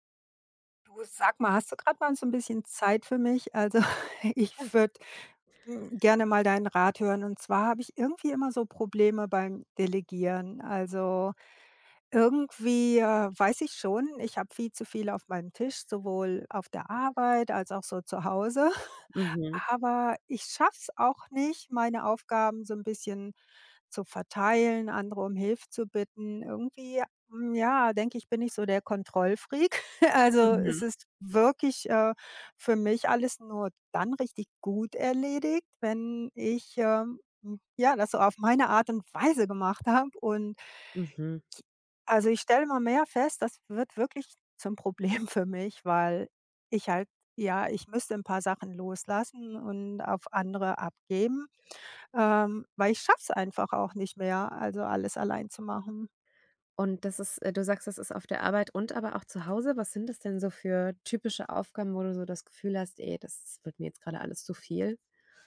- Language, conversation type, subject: German, advice, Warum fällt es mir schwer, Aufgaben zu delegieren, und warum will ich alles selbst kontrollieren?
- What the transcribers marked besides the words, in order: chuckle; other background noise; snort; snort; laughing while speaking: "habe"; laughing while speaking: "Problem"